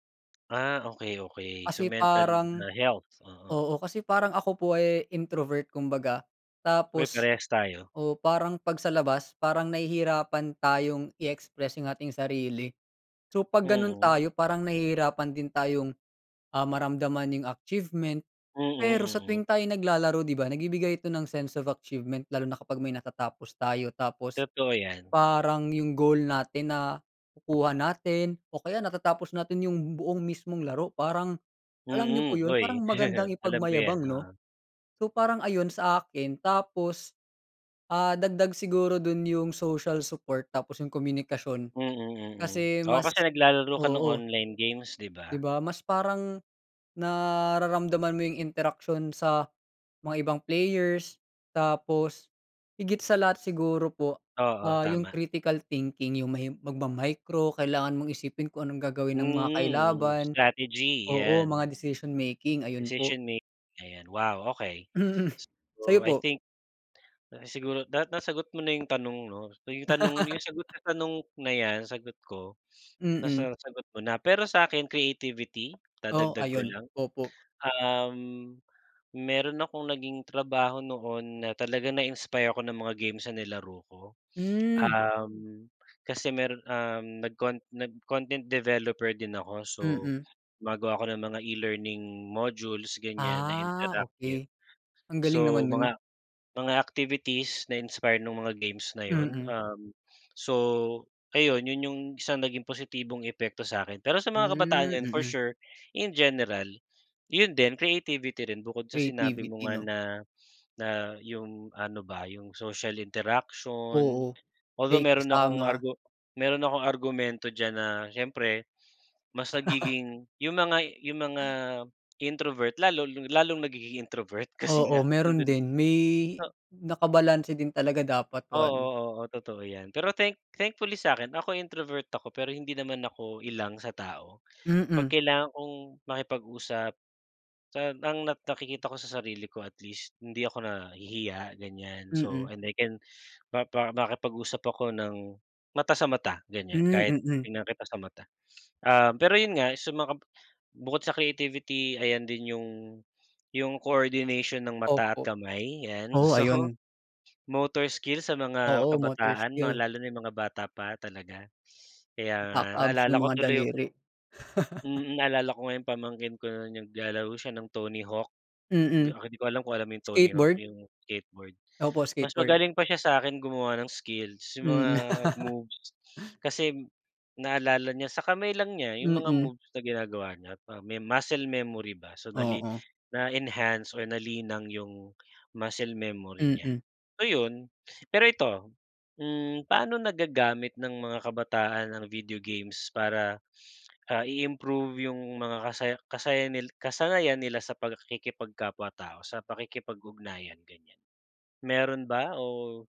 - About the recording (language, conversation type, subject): Filipino, unstructured, Paano ginagamit ng mga kabataan ang larong bidyo bilang libangan sa kanilang oras ng pahinga?
- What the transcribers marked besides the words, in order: in English: "introvert"; in English: "sense of achievement"; tapping; chuckle; other background noise; "kalaban" said as "kailaban"; laugh; chuckle; laugh; laugh; "pakikipagkapwa-tao" said as "pag-kikipagkapwa-tao"